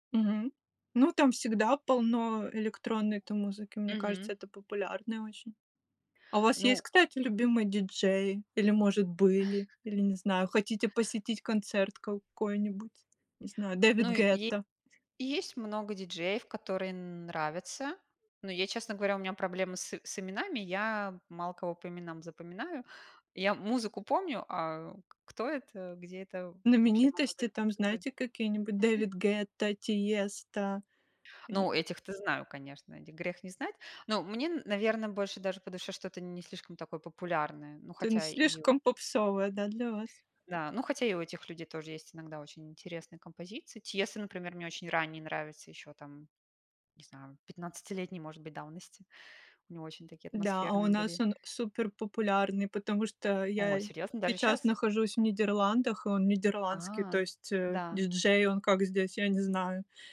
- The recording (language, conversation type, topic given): Russian, unstructured, Какую роль играет музыка в твоей жизни?
- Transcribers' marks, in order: chuckle; other background noise; tapping; chuckle